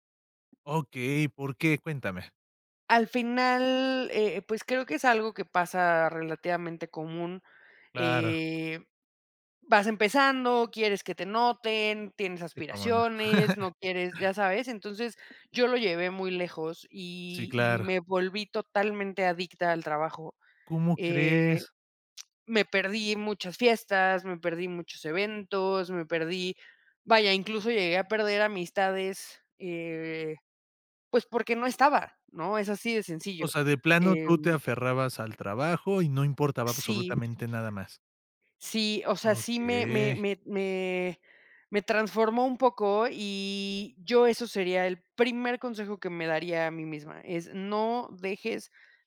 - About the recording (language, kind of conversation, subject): Spanish, podcast, ¿Qué consejo le darías a tu yo de hace diez años?
- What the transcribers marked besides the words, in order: drawn out: "final"; laugh; other background noise; drawn out: "Okey"; stressed: "primer"